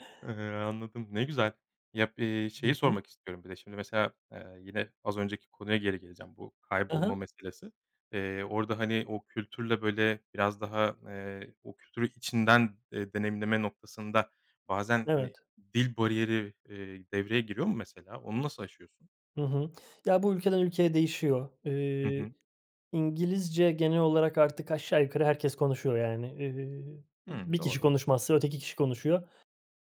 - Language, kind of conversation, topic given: Turkish, podcast, En iyi seyahat tavsiyen nedir?
- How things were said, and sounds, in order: none